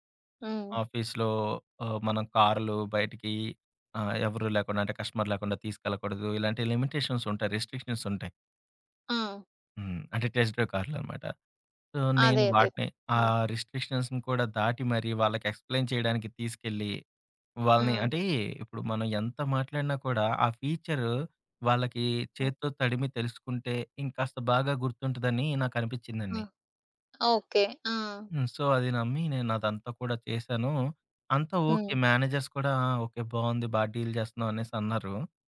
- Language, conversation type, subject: Telugu, podcast, నిరాశను ఆశగా ఎలా మార్చుకోవచ్చు?
- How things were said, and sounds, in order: in English: "కస్టమర్"; in English: "రిస్ట్రిక్షన్స్"; in English: "టెస్ట్ డ్రైవ్"; in English: "సో"; in English: "రిస్ట్రిక్షన్స్‌ని"; in English: "ఎక్స్‌ప్లేయిన్"; in English: "సో"; in English: "మేనేజర్స్"; other background noise; in English: "డీల్"